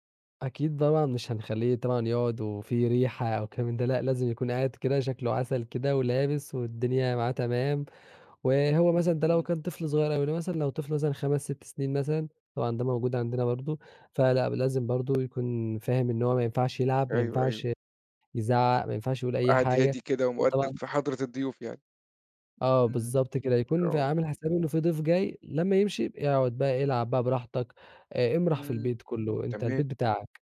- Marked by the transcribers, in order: tapping
- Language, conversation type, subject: Arabic, podcast, إيه هي طقوس الضيافة اللي ما بتتغيرش عندكم خالص؟